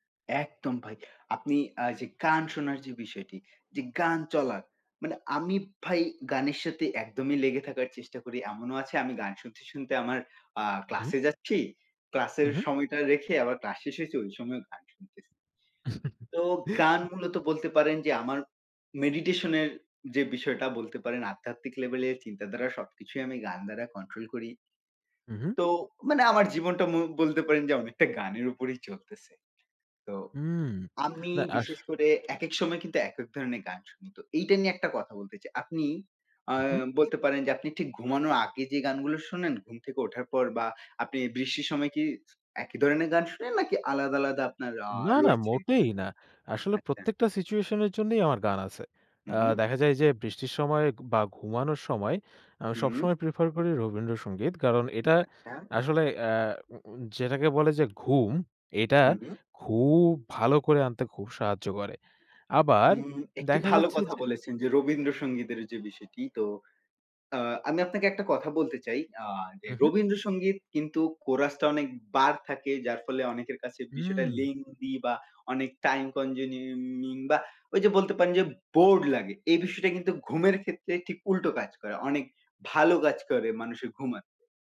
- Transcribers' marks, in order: chuckle; lip smack; tapping; in English: "কনজনিউমিং"
- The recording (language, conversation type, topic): Bengali, unstructured, সঙ্গীত আপনার জীবনে কী ধরনের প্রভাব ফেলেছে?